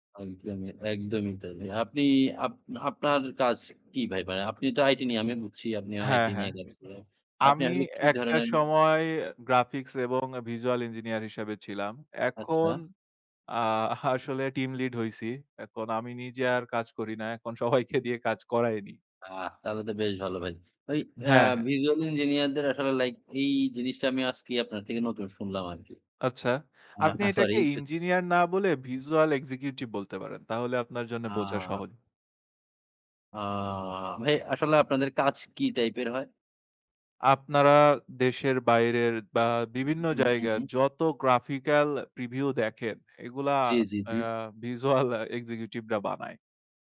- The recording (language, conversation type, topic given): Bengali, unstructured, আপনার জীবনে প্রযুক্তির সবচেয়ে বড় পরিবর্তন কোনটি ছিল?
- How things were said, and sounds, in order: other background noise; in English: "visual engineer"; laughing while speaking: "আসলে"; in English: "team lead"; laughing while speaking: "সবাইকে দিয়ে কাজ"; in English: "visual engineer"; unintelligible speech; in English: "visual executive"; in English: "graphical preview"; in English: "visual executive"; laughing while speaking: "visual"